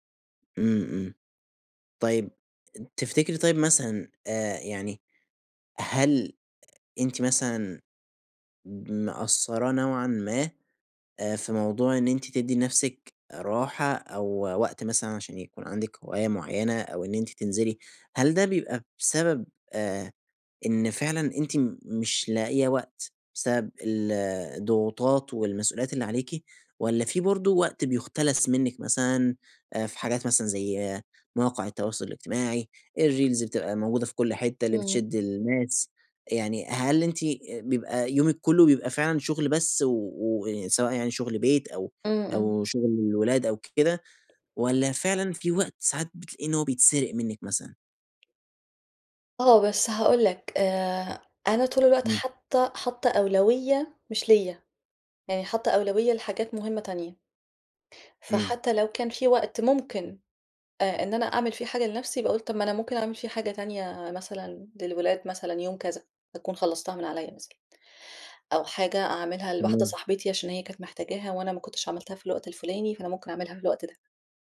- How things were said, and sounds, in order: in English: "الريلز"; tapping
- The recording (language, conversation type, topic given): Arabic, advice, إزاي أقدر ألاقي وقت للراحة والهوايات؟